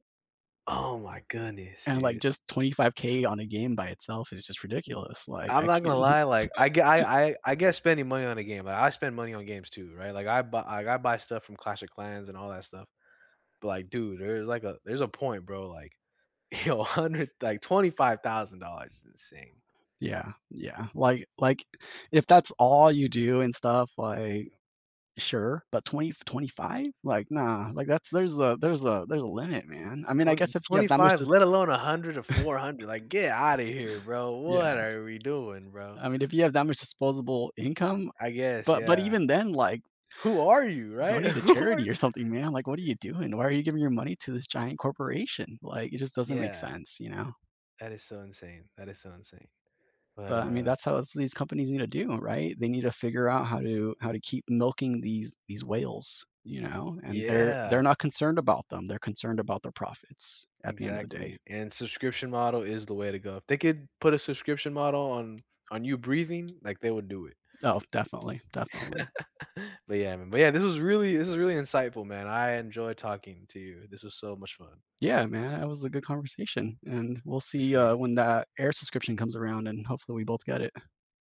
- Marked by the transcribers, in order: chuckle; tapping; laughing while speaking: "you know"; chuckle; other background noise; laughing while speaking: "Who are"; laugh
- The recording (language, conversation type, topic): English, unstructured, Do you think technology companies focus too much on profit instead of users?